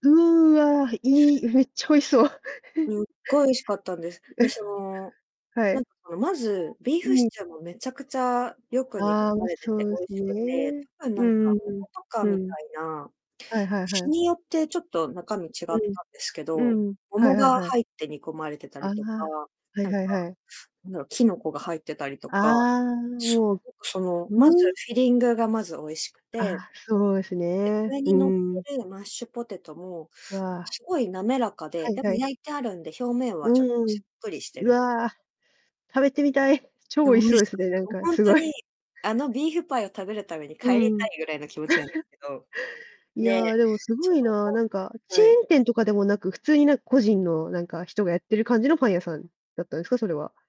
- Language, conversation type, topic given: Japanese, podcast, 忘れられない食体験があれば教えてもらえますか？
- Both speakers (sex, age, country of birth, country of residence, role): female, 20-24, Japan, Japan, host; female, 30-34, Japan, Japan, guest
- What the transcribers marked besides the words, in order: giggle; other background noise; distorted speech; giggle